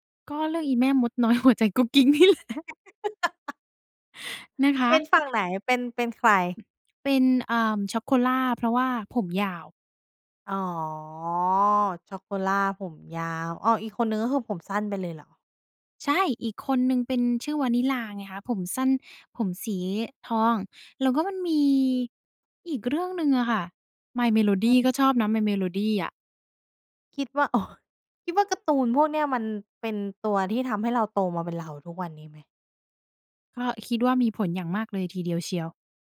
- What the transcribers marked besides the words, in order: laughing while speaking: "หัวใจกุ๊กกิ๊กนี่แหละ"; laugh; other background noise; other noise; drawn out: "อ๋อ"; laughing while speaking: "โอ้"
- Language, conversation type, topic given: Thai, podcast, เล่าถึงความทรงจำกับรายการทีวีในวัยเด็กของคุณหน่อย